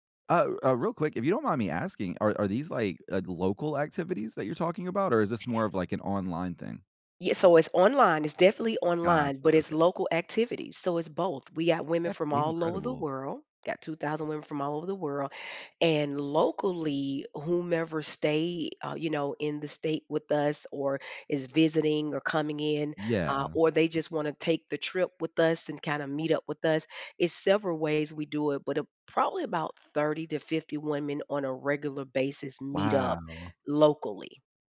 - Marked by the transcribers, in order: other background noise
- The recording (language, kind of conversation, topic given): English, unstructured, Have you ever found a hobby that connected you with new people?
- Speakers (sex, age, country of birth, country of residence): female, 45-49, United States, United States; male, 30-34, United States, United States